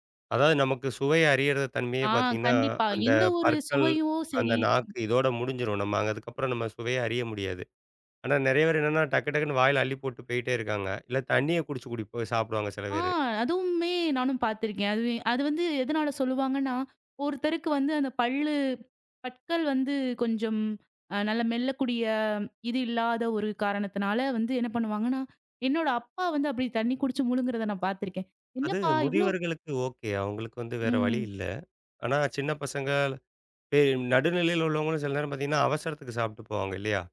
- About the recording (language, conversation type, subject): Tamil, podcast, உங்கள் வீட்டில் உணவு சாப்பிடும்போது மனதை கவனமாக வைத்திருக்க நீங்கள் எந்த வழக்கங்களைப் பின்பற்றுகிறீர்கள்?
- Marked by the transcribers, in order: tapping; other noise; "பேர்" said as "வேர்"